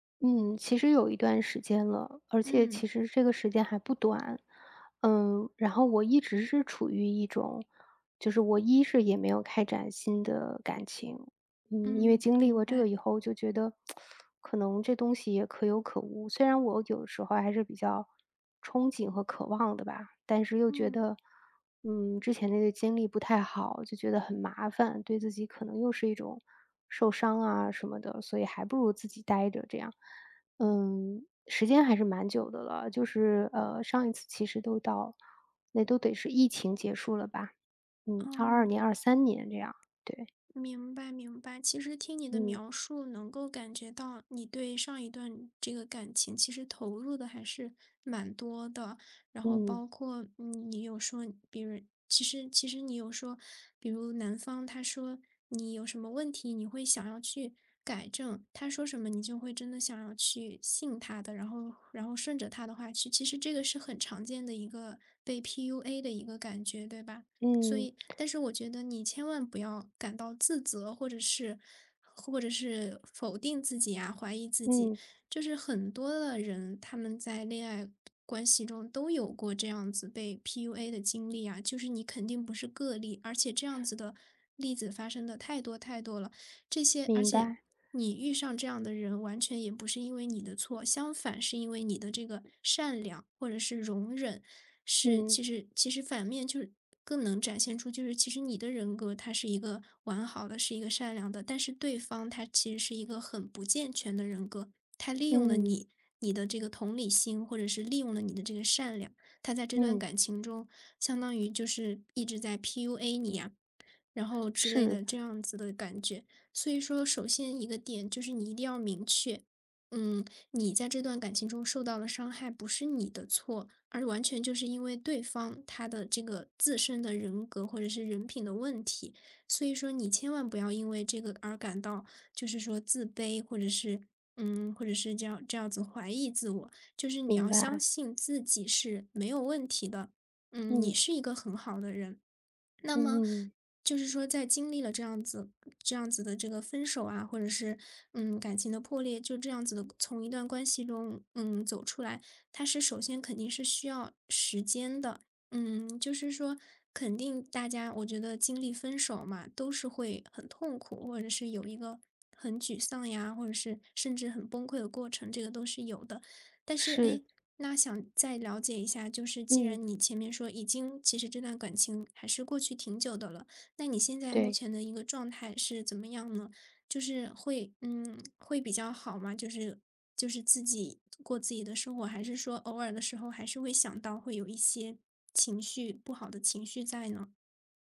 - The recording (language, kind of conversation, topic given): Chinese, advice, 分手后我该如何努力重建自尊和自信？
- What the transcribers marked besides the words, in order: tsk; other background noise